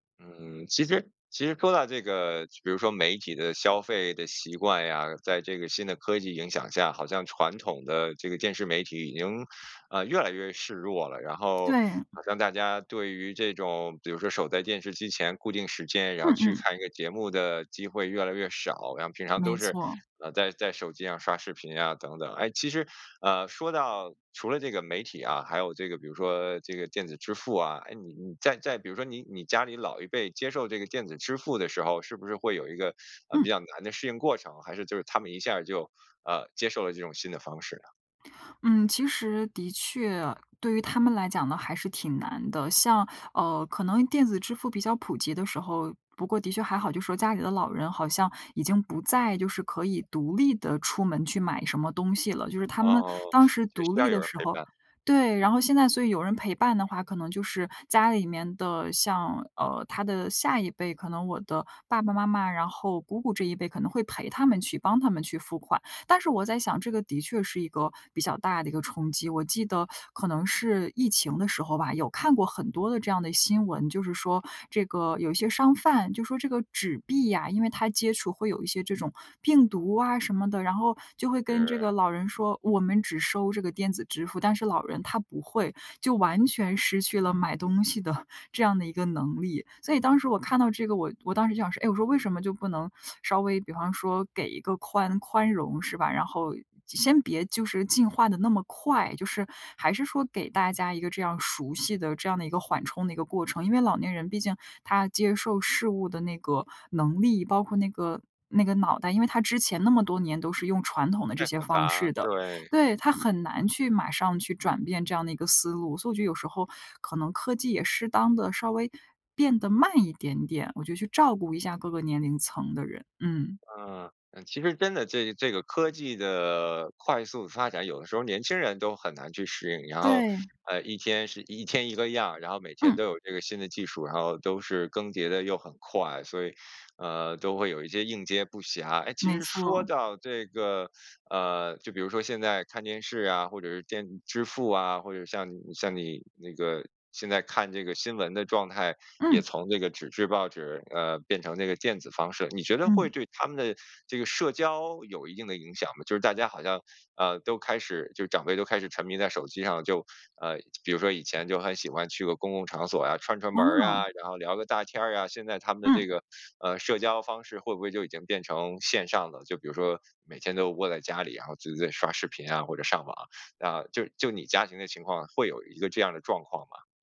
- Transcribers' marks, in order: other background noise; teeth sucking; laugh; teeth sucking; stressed: "慢"; other noise; "适应" said as "食应"; anticipating: "哦"
- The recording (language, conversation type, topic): Chinese, podcast, 现代科技是如何影响你们的传统习俗的？